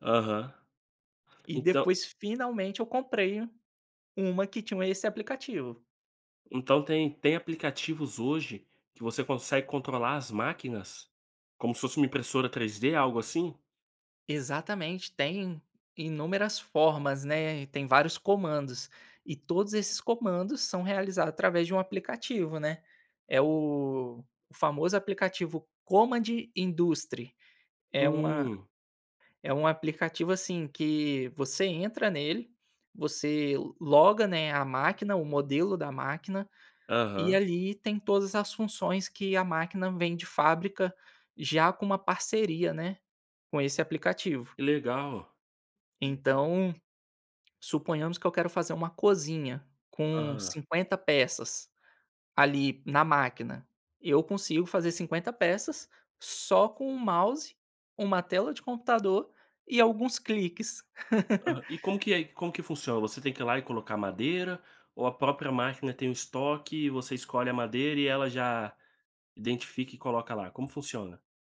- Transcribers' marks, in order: laugh
- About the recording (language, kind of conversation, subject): Portuguese, podcast, Como você equilibra trabalho e vida pessoal com a ajuda de aplicativos?